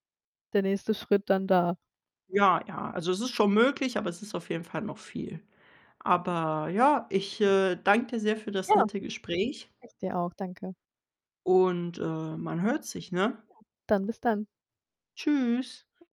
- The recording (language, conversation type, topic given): German, unstructured, Wie hat ein Hobby dein Leben verändert?
- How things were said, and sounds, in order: other background noise; distorted speech